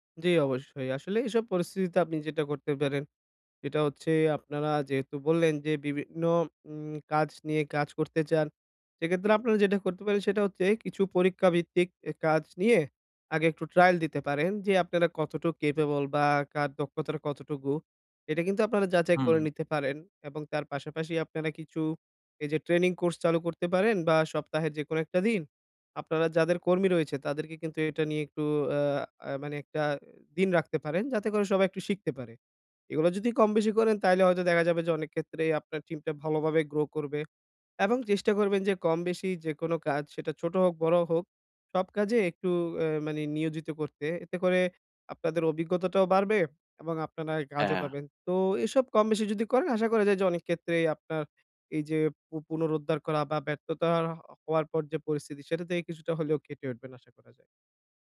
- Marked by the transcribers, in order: other background noise; tapping
- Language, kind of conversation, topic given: Bengali, advice, ব্যর্থতার পর কীভাবে আবার লক্ষ্য নির্ধারণ করে এগিয়ে যেতে পারি?